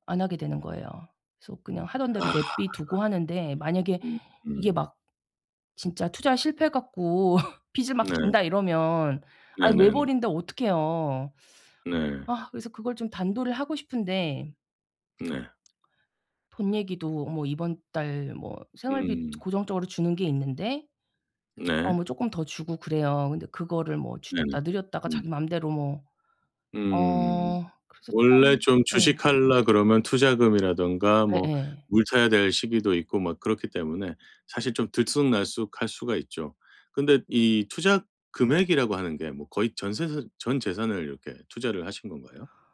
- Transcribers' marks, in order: laugh; other background noise
- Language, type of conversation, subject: Korean, advice, 가족과 돈 이야기를 편하게 시작하려면 어떻게 해야 할까요?